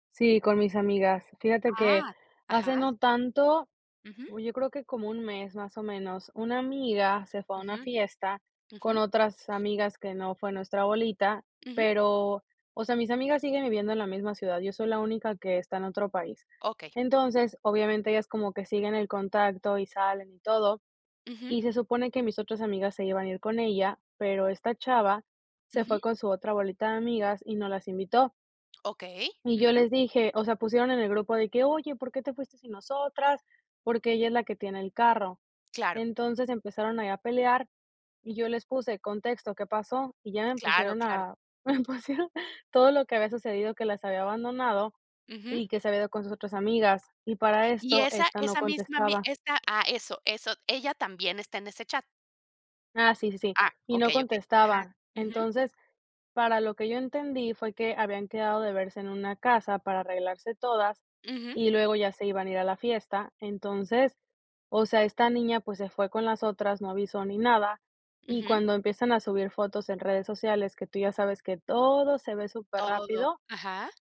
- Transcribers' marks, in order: "empezaron" said as "empusieron"; laughing while speaking: "me pusieron"
- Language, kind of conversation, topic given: Spanish, podcast, ¿Cómo solucionas los malentendidos que surgen en un chat?